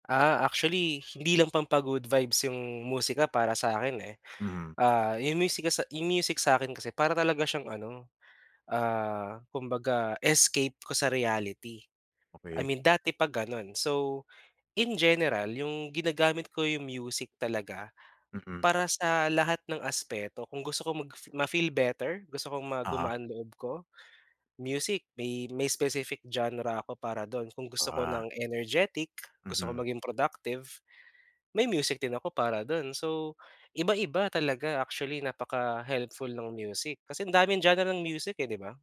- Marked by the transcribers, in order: other background noise
- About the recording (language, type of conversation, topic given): Filipino, podcast, Paano mo ginagamit ang musika para gumaan ang pakiramdam mo?